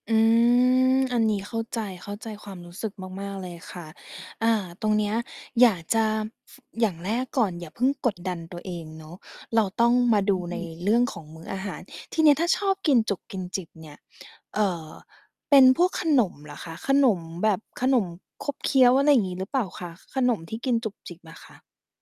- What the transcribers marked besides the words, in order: distorted speech
- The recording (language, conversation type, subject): Thai, advice, ทำไมฉันพยายามควบคุมอาหารเพื่อลดน้ำหนักแล้วแต่ยังไม่เห็นผล?